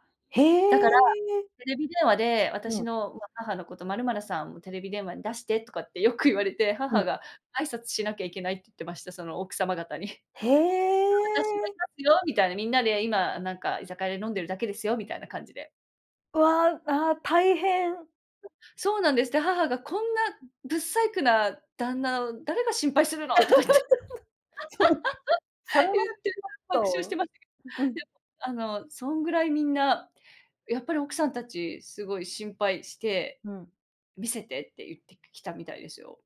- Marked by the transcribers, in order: other noise; laugh; laughing while speaking: "そう"; laughing while speaking: "言って 言って、爆笑してま"; laugh; other background noise
- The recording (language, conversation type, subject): Japanese, unstructured, 恋人に束縛されるのは嫌ですか？